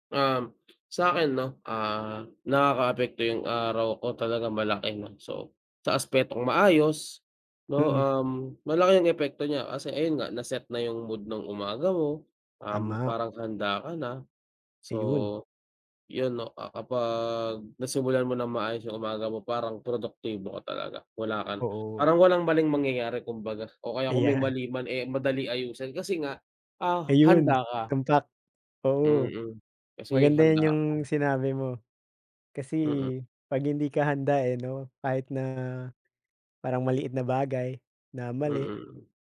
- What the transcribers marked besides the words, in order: tapping; other background noise
- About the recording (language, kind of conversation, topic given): Filipino, unstructured, Ano ang paborito mong gawin tuwing umaga para maging masigla?